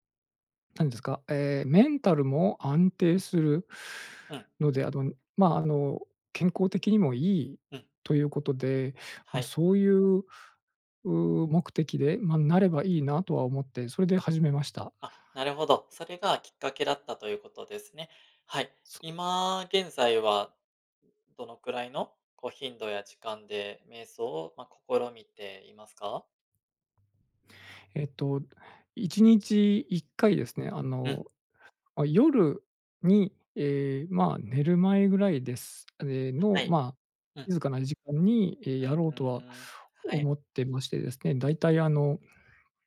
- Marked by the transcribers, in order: none
- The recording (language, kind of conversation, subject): Japanese, advice, ストレス対処のための瞑想が続けられないのはなぜですか？